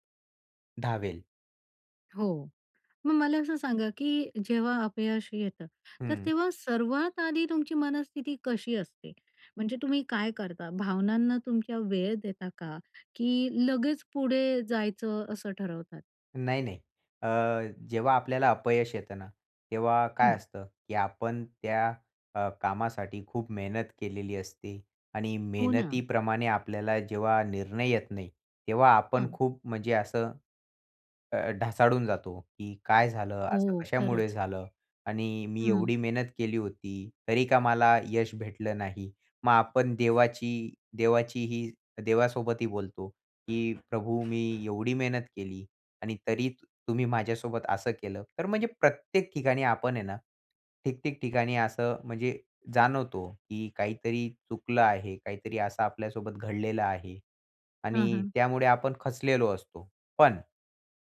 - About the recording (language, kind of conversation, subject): Marathi, podcast, अपयशानंतर पर्यायी योजना कशी आखतोस?
- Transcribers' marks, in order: none